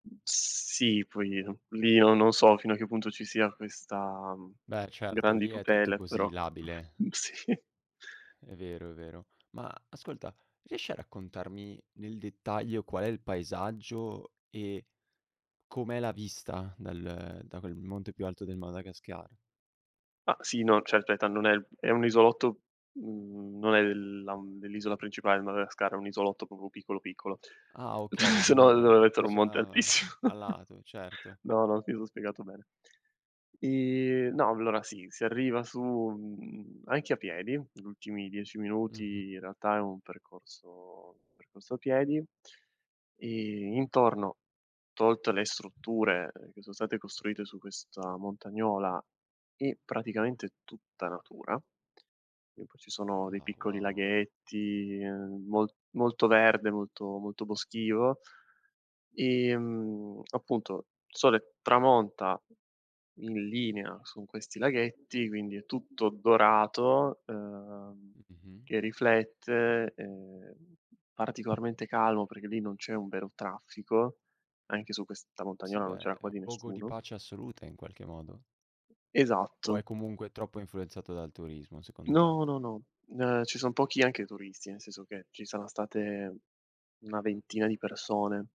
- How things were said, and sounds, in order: other background noise; laughing while speaking: "mhmm, sì"; "proprio" said as "pobo"; chuckle; unintelligible speech; laughing while speaking: "altissimo"; chuckle; tapping
- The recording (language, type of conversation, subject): Italian, podcast, Qual è stato il paesaggio naturale che ti ha lasciato senza parole?